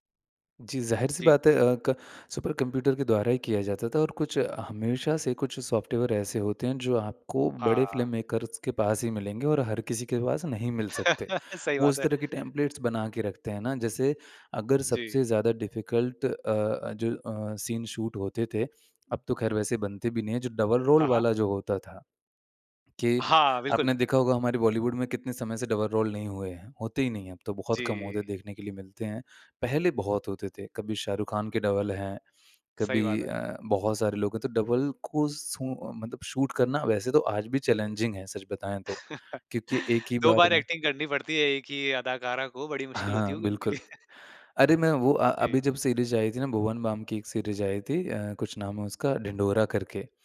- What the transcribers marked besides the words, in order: in English: "सुपर कंप्यूटर"; in English: "मेकर्स"; chuckle; in English: "टेम्पलेट्स"; in English: "डिफिकल्ट"; in English: "सीन शूट"; in English: "डबल रोल"; in English: "डबल रोल"; in English: "डबल"; in English: "शूट"; in English: "चैलेंजिंग"; chuckle; chuckle; in English: "सीरीज़"; other background noise; in English: "सीरीज़"
- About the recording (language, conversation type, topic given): Hindi, podcast, पुरानी और नई फिल्मों में आपको क्या फर्क महसूस होता है?